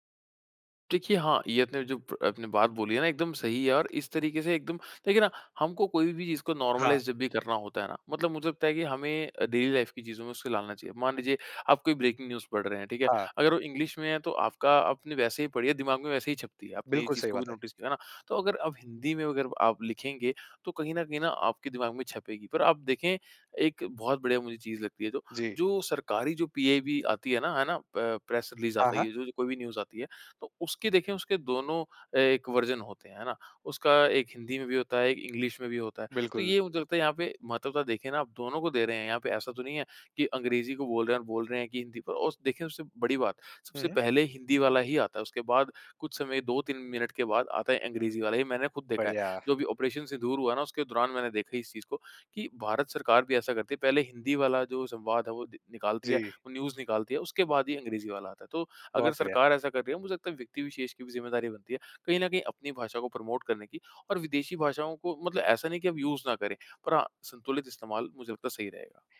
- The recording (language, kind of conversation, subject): Hindi, podcast, सोशल मीडिया ने आपकी भाषा को कैसे बदला है?
- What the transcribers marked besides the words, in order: in English: "नॉर्मलाइज़"; in English: "डेली लाइफ़"; "ढालना" said as "लालना"; in English: "ब्रेकिंग न्यूज़"; in English: "इंग्लिश"; in English: "नोटिस"; in English: "प प्रेस रिलीज़"; in English: "न्यूज़"; in English: "वर्ज़न"; in English: "इंग्लिश"; in English: "ऑपरेशन"; in English: "न्यूज़"; in English: "प्रमोट"; in English: "यूज़"